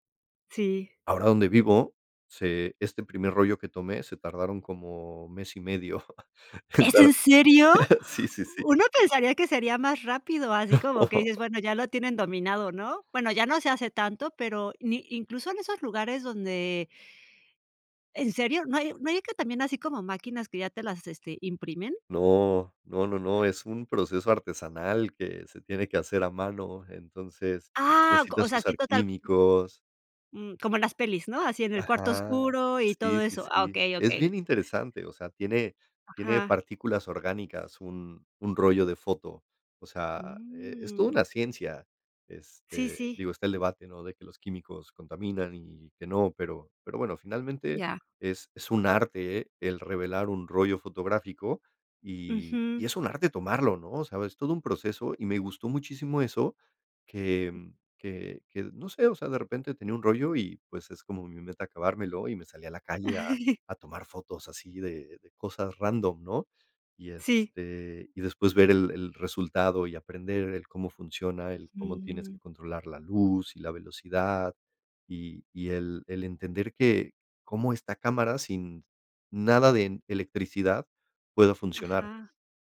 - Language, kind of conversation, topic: Spanish, podcast, ¿Qué pasatiempos te recargan las pilas?
- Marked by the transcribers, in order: laughing while speaking: "mes y medio"; chuckle; laughing while speaking: "No"; other background noise; drawn out: "Um"; chuckle